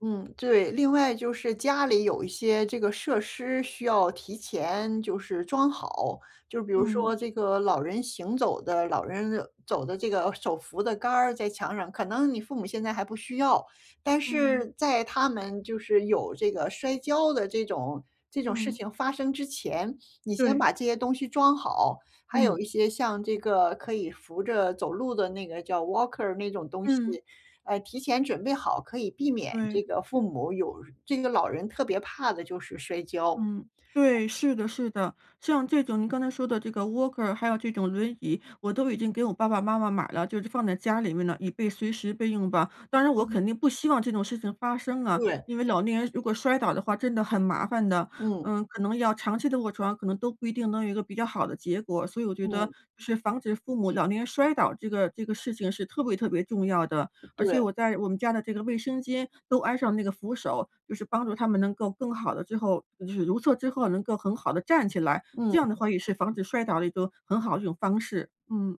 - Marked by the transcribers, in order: in English: "walker"; other noise; in English: "walker"
- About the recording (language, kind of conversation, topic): Chinese, advice, 我该如何在工作与照顾年迈父母之间找到平衡？